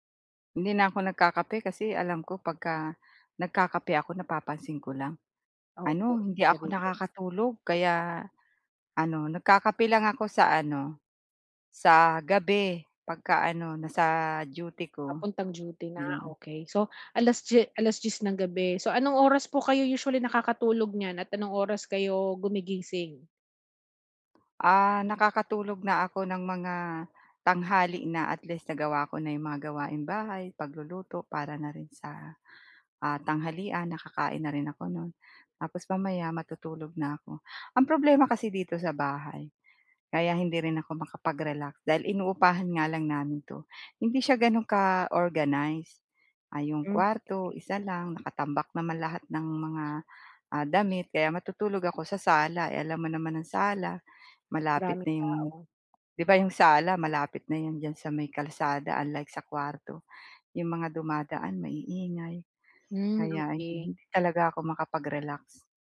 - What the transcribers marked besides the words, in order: unintelligible speech
- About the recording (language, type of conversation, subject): Filipino, advice, Bakit nahihirapan akong magpahinga at magrelaks kahit nasa bahay lang ako?